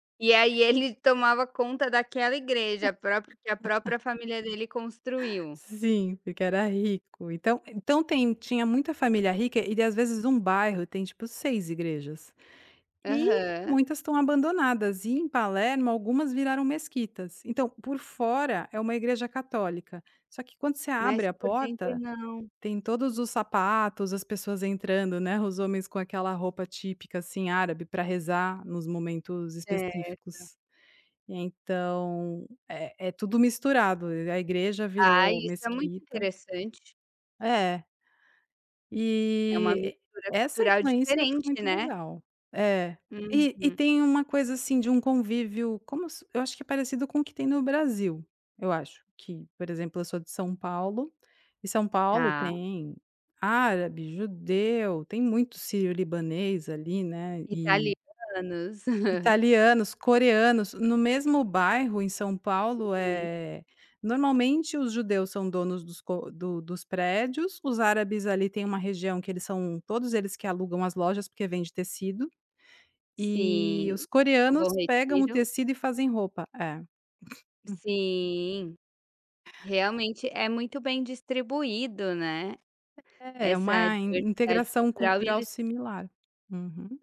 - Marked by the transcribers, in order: laugh; giggle; giggle
- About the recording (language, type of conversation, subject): Portuguese, podcast, Como a cidade onde você mora reflete a diversidade cultural?